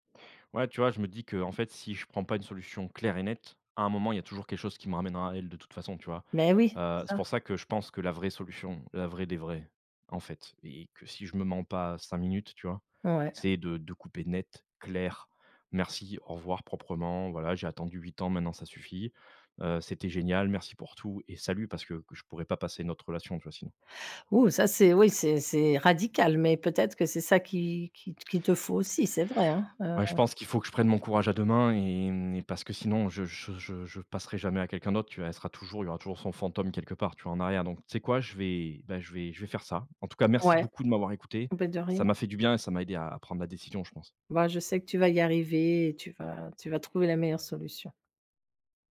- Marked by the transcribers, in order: stressed: "claire"; drawn out: "clair"; drawn out: "qui"; drawn out: "et"
- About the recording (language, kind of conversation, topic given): French, advice, Comment mettre fin à une relation de longue date ?